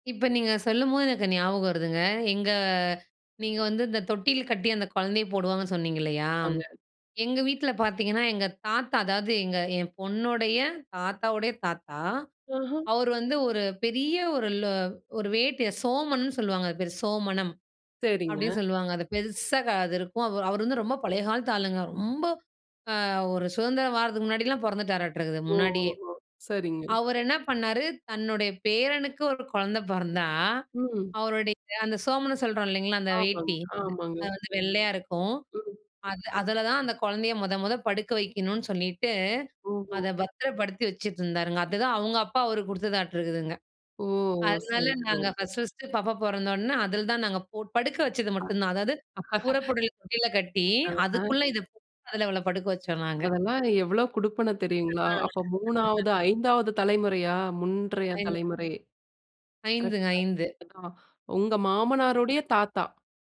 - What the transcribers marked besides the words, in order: in English: "ஃபர்ஸ்ட், ஃபர்ஸ்ட்டு"; laugh; other background noise
- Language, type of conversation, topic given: Tamil, podcast, உங்கள் குடும்பத்தில் கலாச்சார உடைத் தேர்வு எப்படிச் செய்யப்படுகிறது?